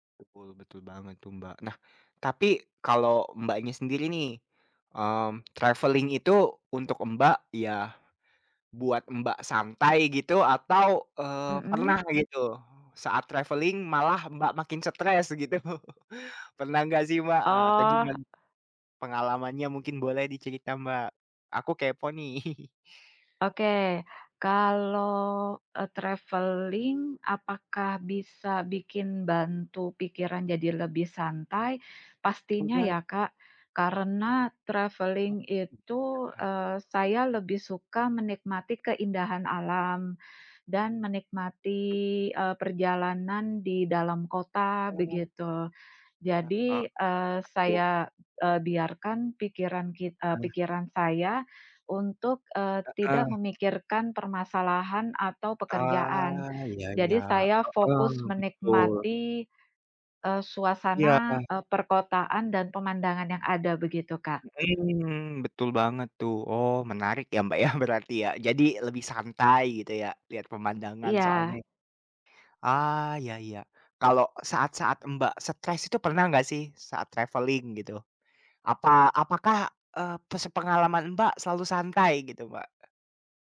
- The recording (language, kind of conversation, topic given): Indonesian, unstructured, Bagaimana bepergian bisa membuat kamu merasa lebih bahagia?
- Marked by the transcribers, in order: tapping; in English: "traveling"; in English: "traveling"; laughing while speaking: "gitu"; chuckle; chuckle; drawn out: "kalau"; in English: "traveling"; in English: "traveling"; unintelligible speech; other background noise; drawn out: "Ah"; laughing while speaking: "ya"; in English: "traveling"